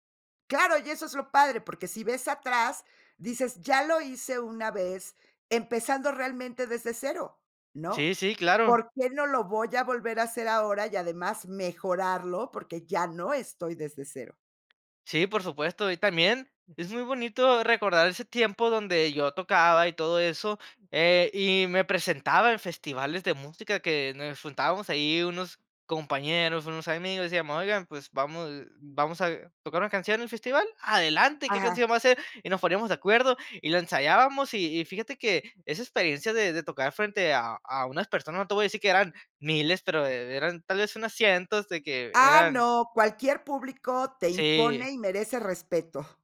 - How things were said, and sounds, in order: none
- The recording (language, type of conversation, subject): Spanish, podcast, ¿Cómo fue retomar un pasatiempo que habías dejado?